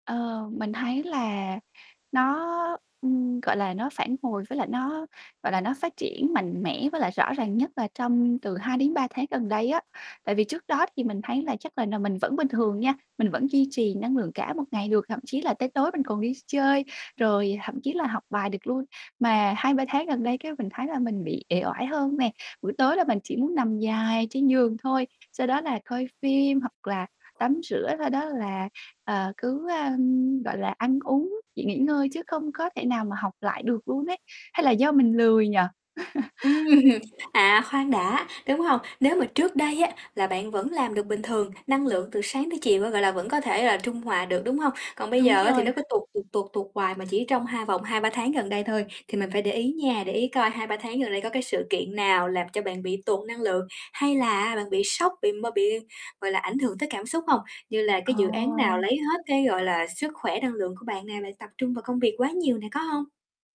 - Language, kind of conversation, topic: Vietnamese, advice, Làm sao để giữ năng lượng ổn định suốt cả ngày mà không mệt?
- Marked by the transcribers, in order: static; tapping; laugh; laughing while speaking: "Ừm"; other background noise